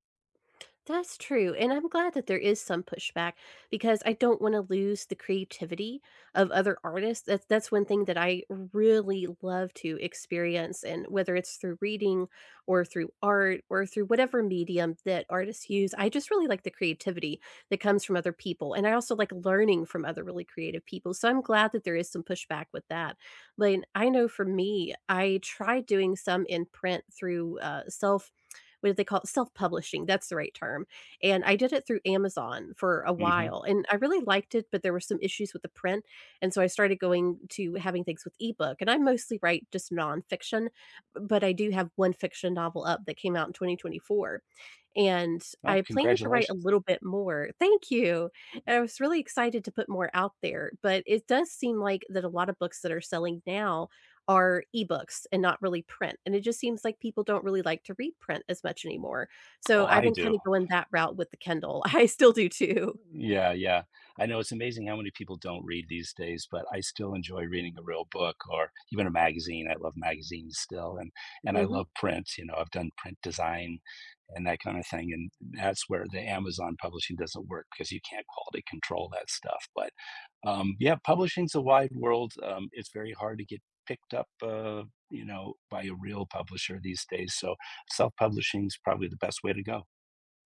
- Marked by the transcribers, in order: tapping; other background noise; laughing while speaking: "too"
- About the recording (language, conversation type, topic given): English, unstructured, What dreams do you want to fulfill in the next five years?
- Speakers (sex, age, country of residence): female, 30-34, United States; male, 55-59, United States